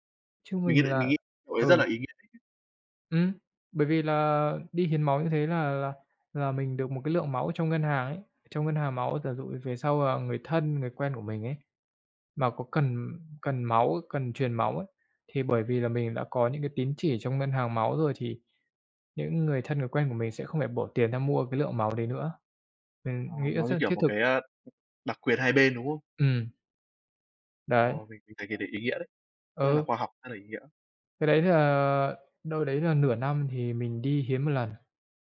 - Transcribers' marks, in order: unintelligible speech; other background noise
- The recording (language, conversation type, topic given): Vietnamese, unstructured, Bạn thường dành thời gian rảnh để làm gì?